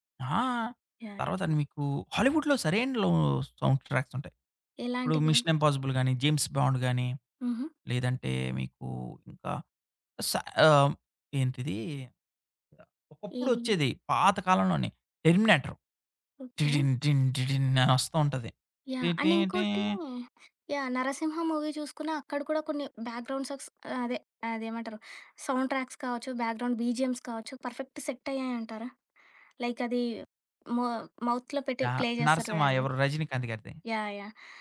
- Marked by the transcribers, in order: in English: "హాలీవుడ్‌లో"; in English: "సౌండ్ ట్రాక్స్"; other background noise; in English: "మిషన్ ఇంపాజిబుల్"; in English: "జేమ్స్ బాండ్"; humming a tune; in English: "అండ్"; humming a tune; in English: "మూవీ"; in English: "బ్యాక్గ్రౌండ్ సాడ్స్"; in English: "సౌండ్ ట్రాక్స్"; in English: "బ్యాక్గ్రౌండ్ బీజీఎమ్స్"; in English: "పర్ఫెక్ట్ సెట్"; in English: "లైక్"; in English: "మౌత్‌లో"; in English: "ప్లే"
- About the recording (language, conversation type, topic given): Telugu, podcast, సౌండ్‌ట్రాక్ ఒక సినిమాకు ఎంత ప్రభావం చూపుతుంది?